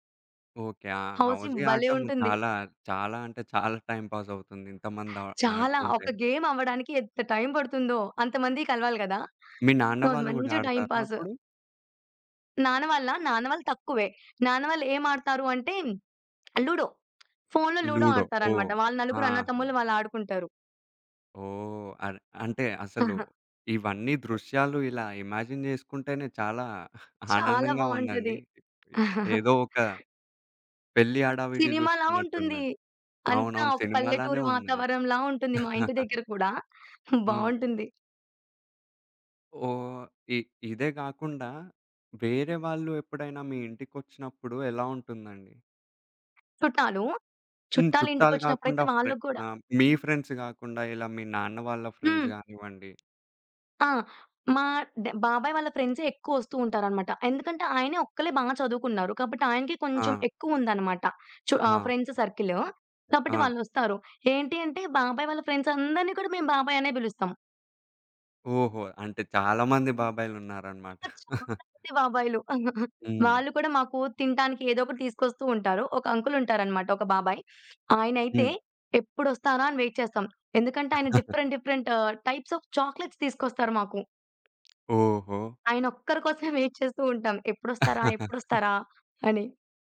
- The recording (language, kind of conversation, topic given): Telugu, podcast, కుటుంబ బంధాలను బలపరచడానికి పాటించాల్సిన చిన్న అలవాట్లు ఏమిటి?
- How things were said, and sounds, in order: other background noise; in English: "టైమ్ పాస్"; in English: "గేమ్"; in English: "సో"; in English: "టైమ్ పాాస్"; in English: "ఇమాజిన్"; giggle; chuckle; chuckle; tapping; in English: "ఫ్రెండ్స్"; in English: "ఫ్రెండ్స్"; in English: "ఫ్రెండ్స్ సర్కిల్"; giggle; in English: "వెయిట్"; chuckle; in English: "డిఫరెంట్, డిఫరెంట్"; in English: "టైప్స్ ఆఫ్ చాక్లెట్స్"; in English: "వెయిట్"; chuckle